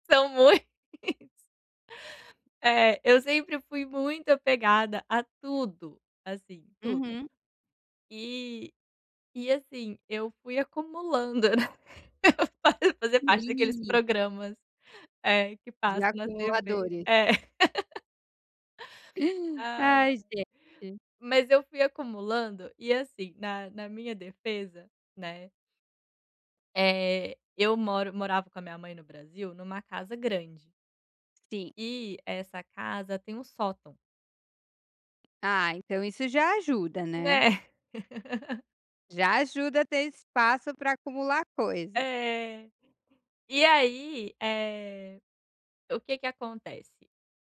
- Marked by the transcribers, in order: laughing while speaking: "São mui"; unintelligible speech; tapping; laugh; laughing while speaking: "né, eu fa fazia parte daqueles programas"; laugh; laugh; other background noise
- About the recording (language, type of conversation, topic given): Portuguese, advice, Como posso começar a me desapegar de objetos que não uso mais?